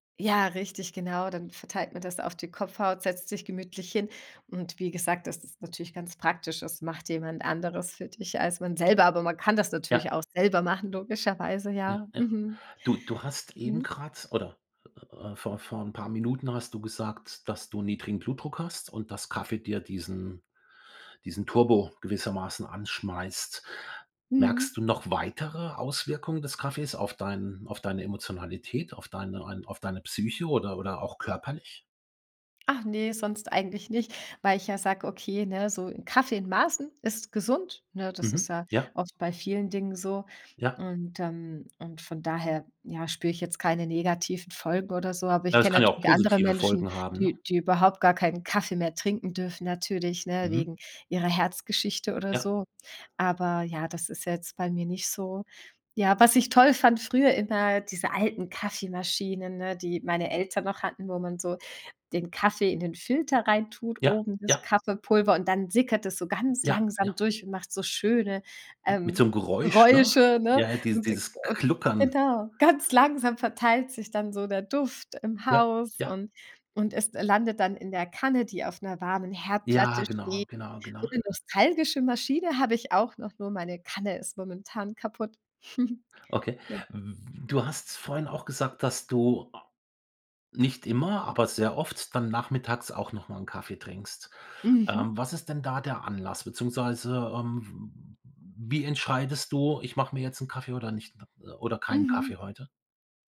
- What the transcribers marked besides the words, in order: joyful: "schöne, ähm, Geräusche"; joyful: "Ganz langsam verteilt sich dann … warmen Herdplatte steht"; chuckle
- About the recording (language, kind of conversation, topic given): German, podcast, Welche Rolle spielt Koffein für deine Energie?